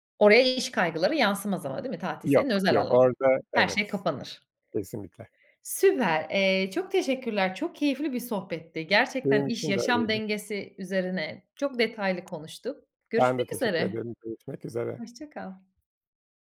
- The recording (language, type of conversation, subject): Turkish, podcast, İş-yaşam dengesini korumak için neler yapıyorsun?
- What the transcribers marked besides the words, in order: tapping